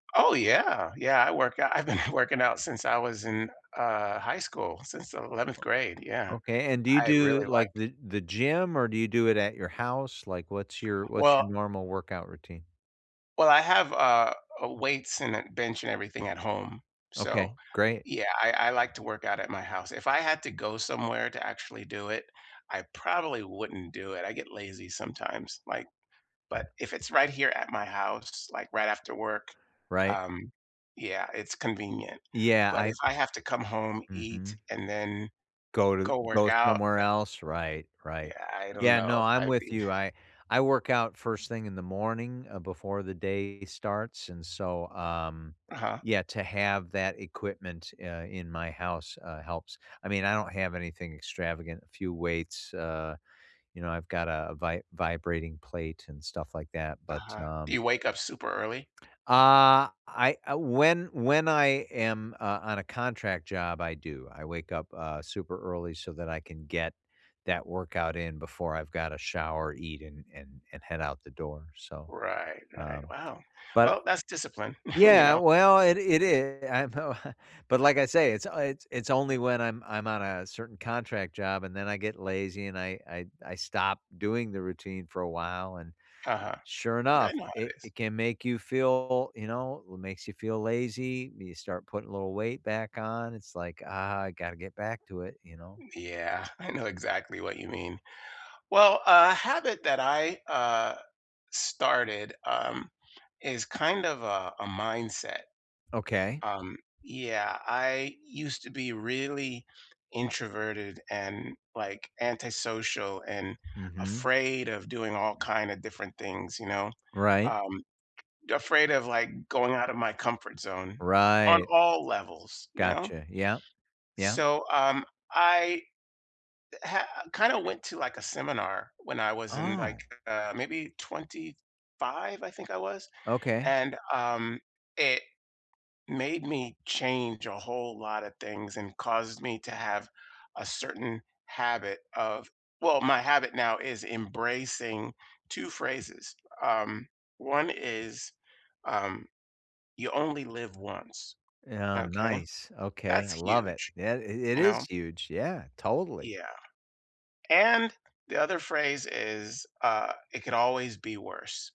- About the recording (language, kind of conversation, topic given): English, unstructured, What habit could change my life for the better?
- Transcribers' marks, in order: laughing while speaking: "I've been"; other background noise; tapping; chuckle